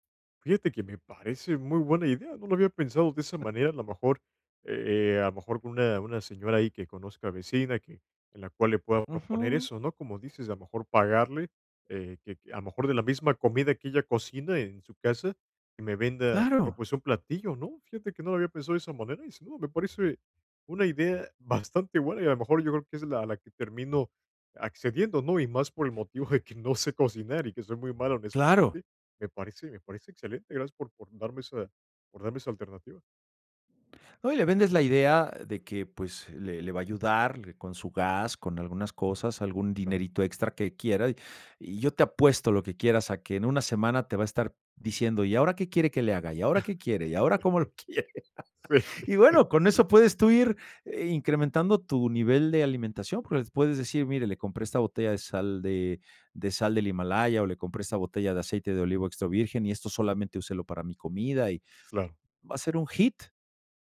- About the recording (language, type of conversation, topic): Spanish, advice, ¿Cómo puedo organizarme mejor si no tengo tiempo para preparar comidas saludables?
- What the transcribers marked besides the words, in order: tapping; laughing while speaking: "motivo"; chuckle; laughing while speaking: "quiere?"; laughing while speaking: "Si. Sí"; laugh